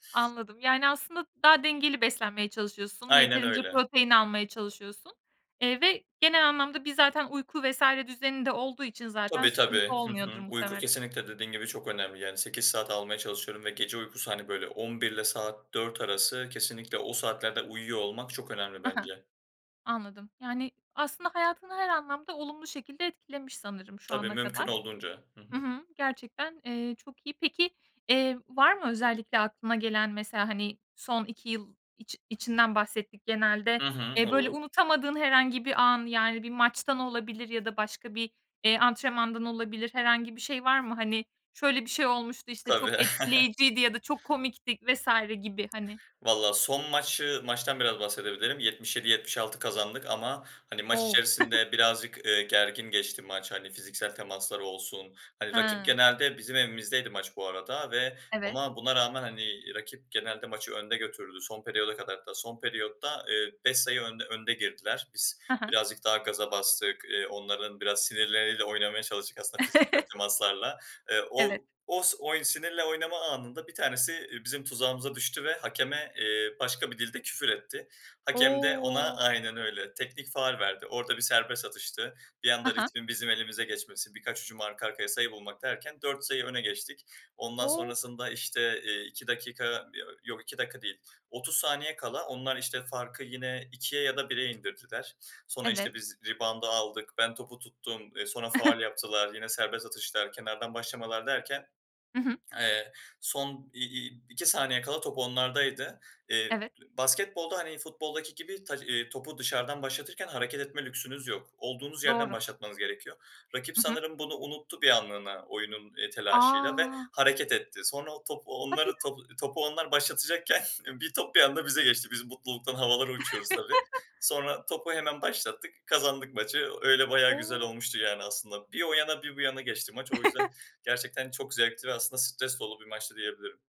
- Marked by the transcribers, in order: tapping; chuckle; chuckle; chuckle; in English: "rebound'ı"; chuckle; laughing while speaking: "başlatacakken"; laugh; chuckle
- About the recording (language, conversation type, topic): Turkish, podcast, Hobiniz sizi kişisel olarak nasıl değiştirdi?